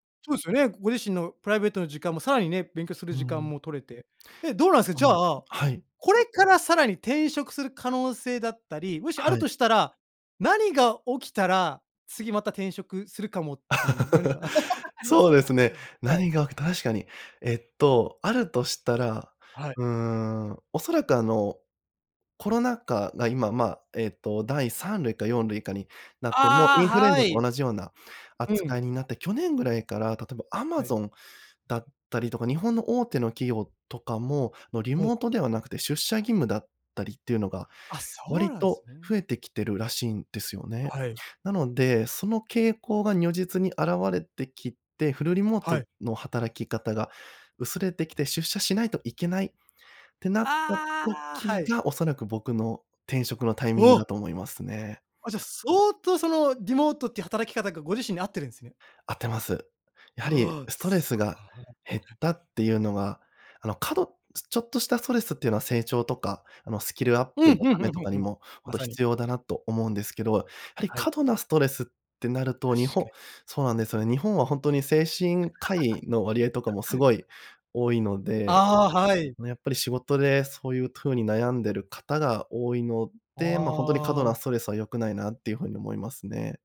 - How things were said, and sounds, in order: laugh; other noise; laugh
- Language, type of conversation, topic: Japanese, podcast, 転職を考えるとき、何が決め手になりますか？